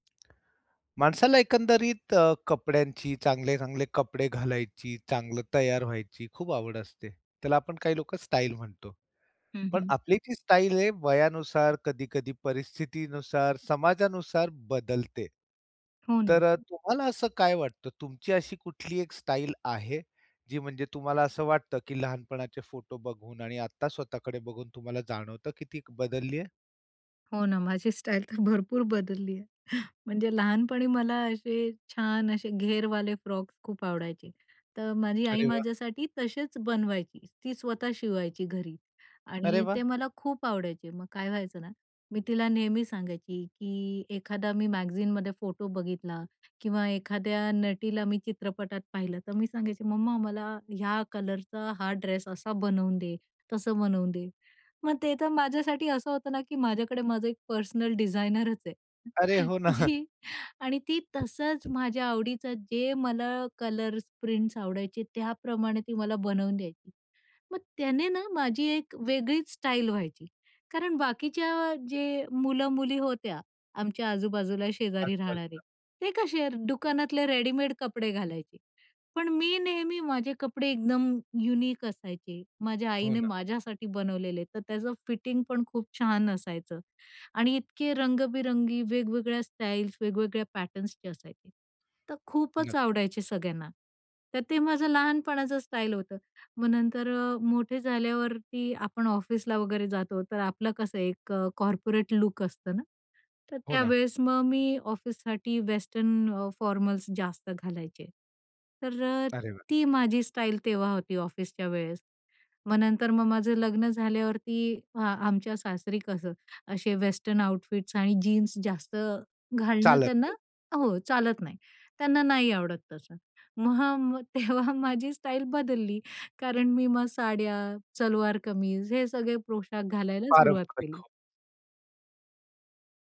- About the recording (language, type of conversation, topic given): Marathi, podcast, तुझा स्टाइल कसा बदलला आहे, सांगशील का?
- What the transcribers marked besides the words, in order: lip smack; tapping; other background noise; other noise; laughing while speaking: "अरे! हो ना"; chuckle; in English: "युनिक"; in English: "पॅटर्न्सचे"; in English: "कॉर्पोरेट"; in English: "फॉर्मल्स"; in English: "आउटफिट्स"; unintelligible speech; laughing while speaking: "तेव्हा माझी स्टाईल"